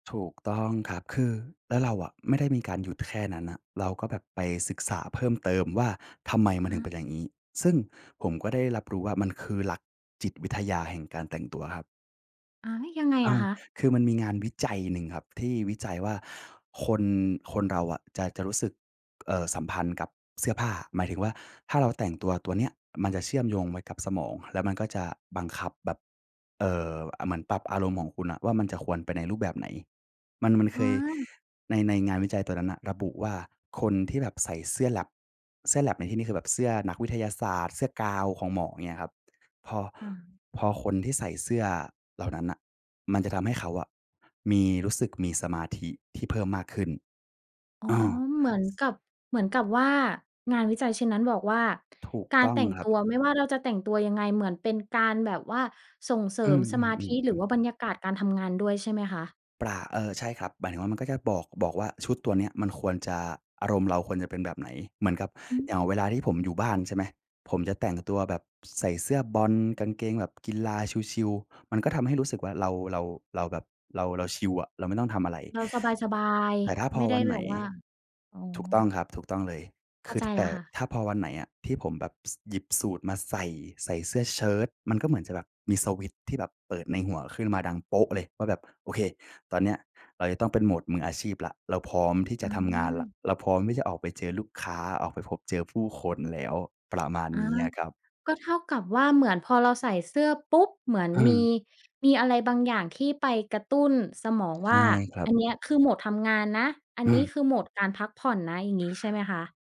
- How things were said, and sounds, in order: tapping; other background noise; other noise
- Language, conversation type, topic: Thai, podcast, การแต่งตัวส่งผลต่อความมั่นใจของคุณมากแค่ไหน?